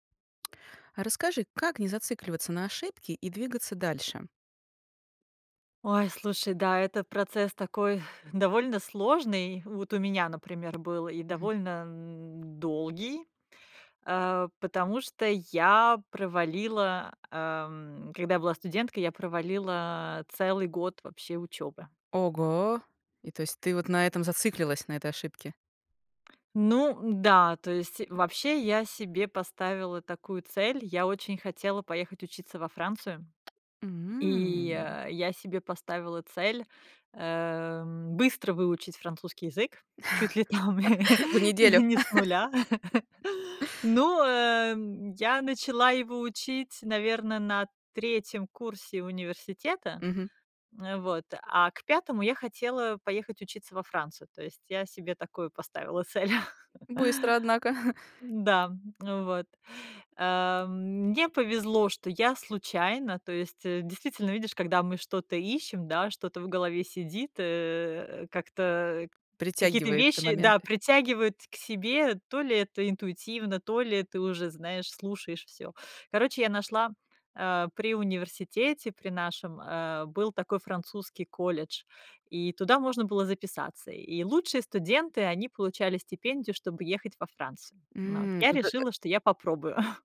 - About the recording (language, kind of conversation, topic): Russian, podcast, Как не зацикливаться на ошибках и двигаться дальше?
- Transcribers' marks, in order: tapping; sigh; drawn out: "М"; laugh; laughing while speaking: "чуть ли там не с нуля"; laugh; laugh; chuckle; drawn out: "М"; chuckle